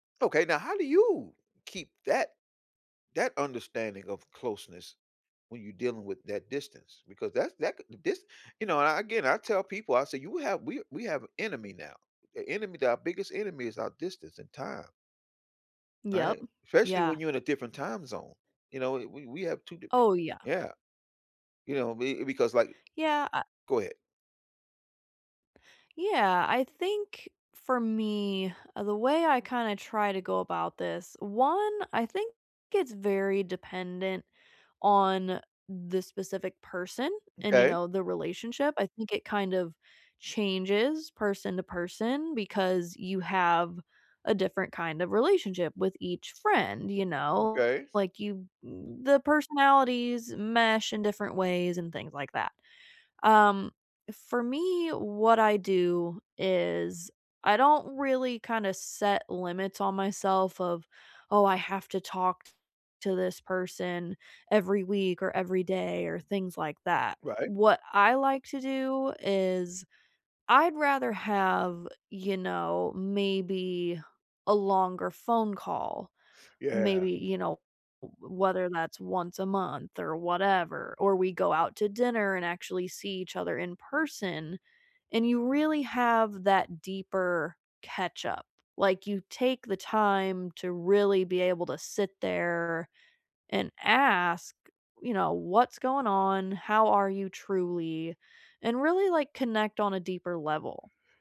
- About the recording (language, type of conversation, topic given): English, unstructured, How can I keep a long-distance relationship feeling close without constant check-ins?
- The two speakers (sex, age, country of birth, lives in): female, 25-29, United States, United States; male, 60-64, United States, United States
- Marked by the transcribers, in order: tapping